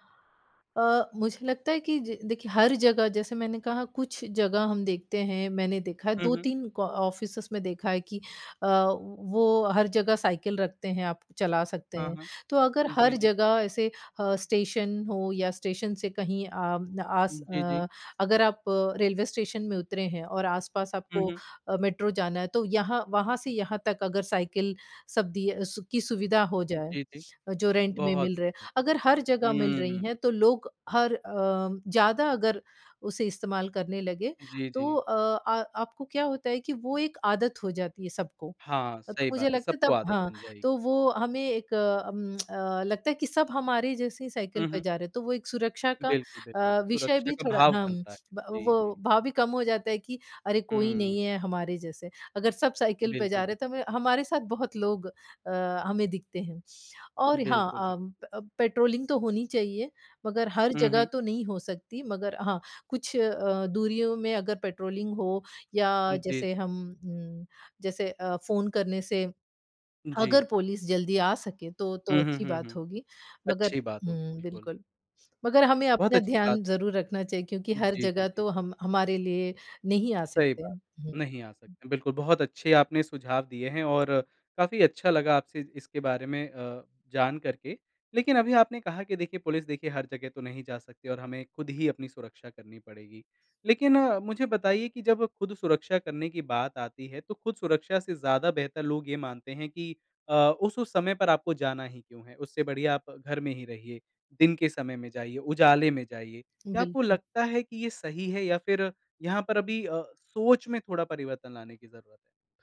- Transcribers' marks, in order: in English: "ऑफिसेस"; in English: "रेंट"; tsk; tapping
- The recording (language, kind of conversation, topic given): Hindi, podcast, शहर में साइकिल चलाने या पैदल चलने से आपको क्या-क्या फायदे नज़र आए हैं?
- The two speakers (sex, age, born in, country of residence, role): female, 40-44, India, United States, guest; male, 25-29, India, India, host